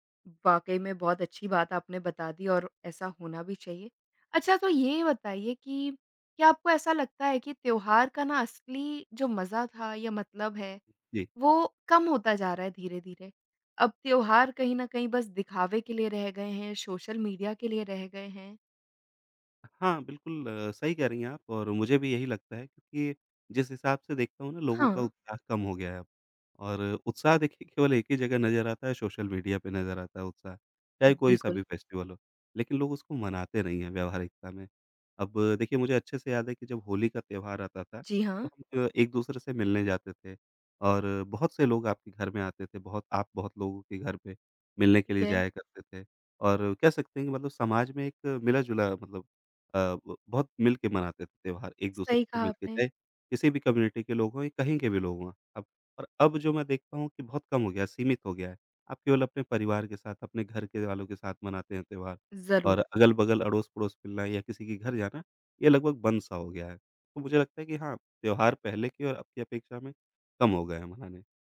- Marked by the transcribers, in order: other noise; tapping; in English: "फेस्टिवल"; in English: "कम्युनिटी"
- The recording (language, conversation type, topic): Hindi, podcast, कौन-सा त्योहार आपको सबसे ज़्यादा भावनात्मक रूप से जुड़ा हुआ लगता है?
- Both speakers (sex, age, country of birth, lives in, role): female, 25-29, India, India, host; male, 35-39, India, India, guest